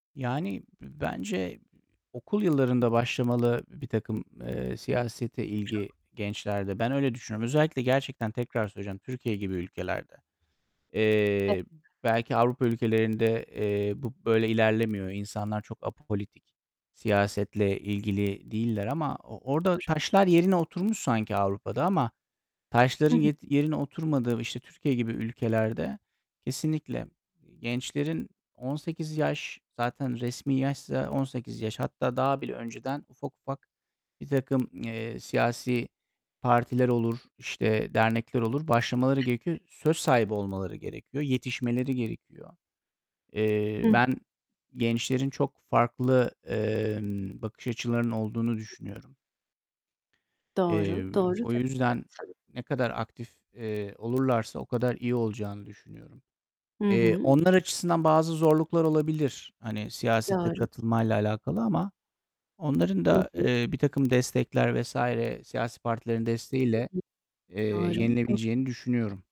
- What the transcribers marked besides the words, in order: distorted speech; other background noise; unintelligible speech; unintelligible speech; unintelligible speech; unintelligible speech
- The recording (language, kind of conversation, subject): Turkish, unstructured, Gençlerin siyasete katılması neden önemlidir?